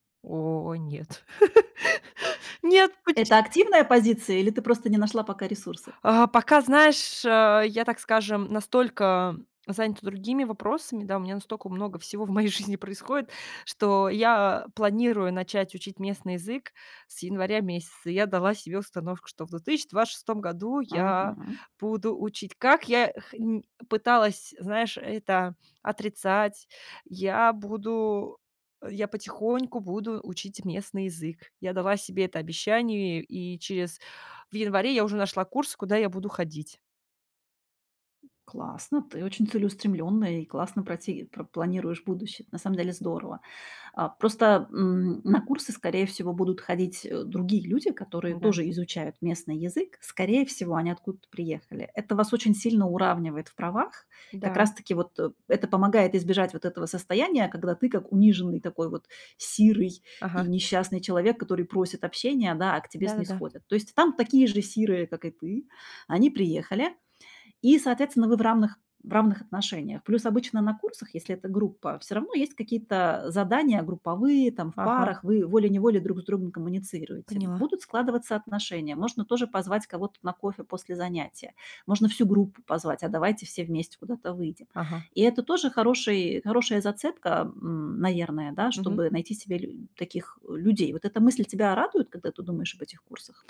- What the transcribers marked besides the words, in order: drawn out: "О"; chuckle; laughing while speaking: "Нет, поче"; laughing while speaking: "в моей жизни"; other background noise; tapping
- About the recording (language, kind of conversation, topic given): Russian, advice, Какие трудности возникают при попытках завести друзей в чужой культуре?